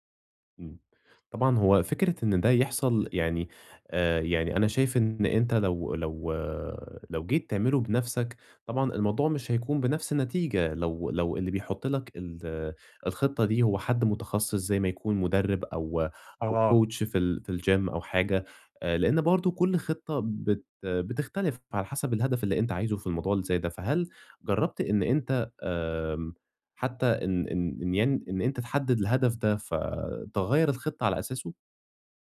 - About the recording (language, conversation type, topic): Arabic, advice, ازاي أتعلم أسمع إشارات جسمي وأظبط مستوى نشاطي اليومي؟
- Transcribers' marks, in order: in English: "coach"; in English: "الجيم"